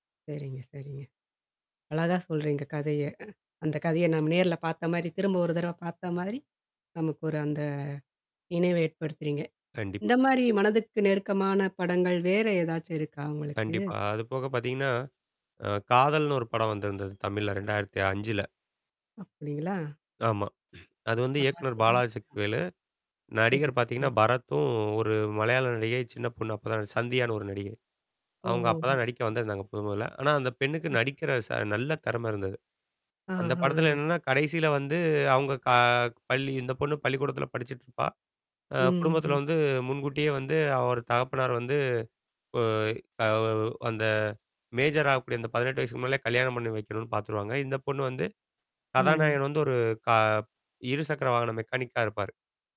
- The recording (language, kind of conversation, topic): Tamil, podcast, உங்களுக்கு மனதை மிகவும் வலிக்க வைத்த சினிமா தருணம் எது, ஏன்?
- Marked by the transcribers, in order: static; distorted speech; other background noise; throat clearing; unintelligible speech; unintelligible speech; unintelligible speech; in English: "மேஜர்"; in English: "மெக்கானிக்கா"